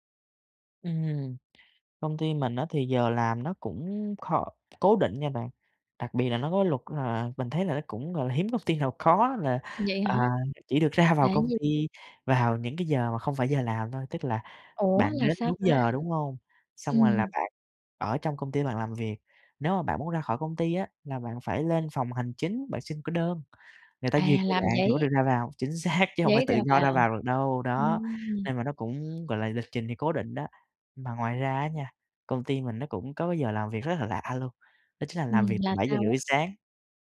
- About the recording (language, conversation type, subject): Vietnamese, advice, Làm sao để đi ngủ đúng giờ khi tôi hay thức khuya?
- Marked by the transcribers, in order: tapping; laughing while speaking: "có"; laughing while speaking: "ra"; laughing while speaking: "xác"